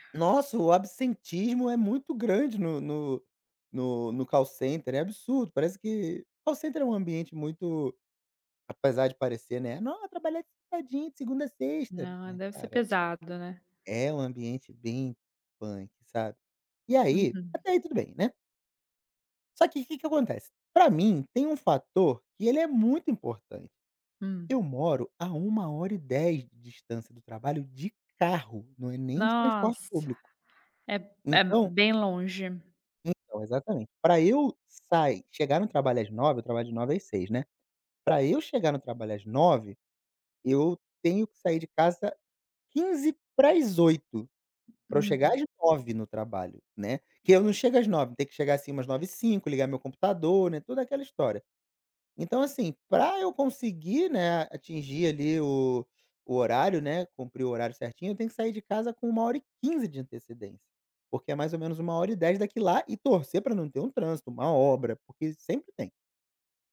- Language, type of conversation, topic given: Portuguese, advice, Como descrever a pressão no trabalho para aceitar horas extras por causa da cultura da empresa?
- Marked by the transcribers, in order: in English: "call center"; in English: "call center"; in English: "punk"; tapping